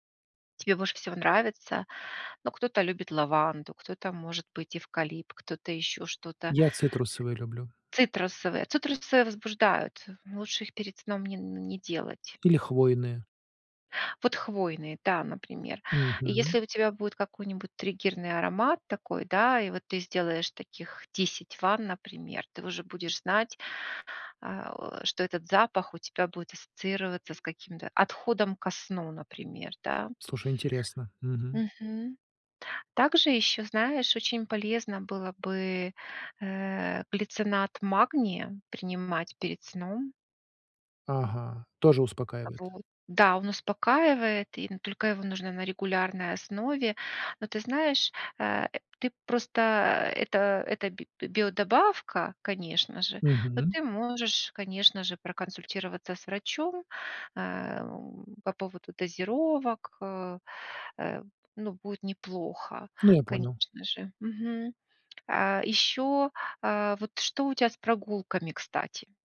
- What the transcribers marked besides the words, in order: tapping
- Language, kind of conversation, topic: Russian, advice, Как создать спокойную вечернюю рутину, чтобы лучше расслабляться?